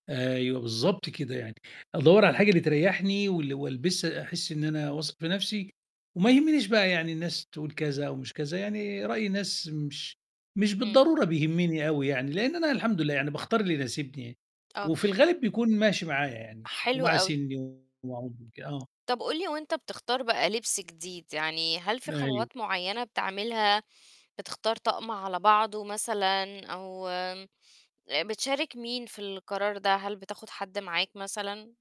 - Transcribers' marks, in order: tapping; unintelligible speech; "خطوات" said as "خوّات"
- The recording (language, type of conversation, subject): Arabic, podcast, إزاي تختار لبس يناسب شكل جسمك ويخلّيك واثق بنفسك؟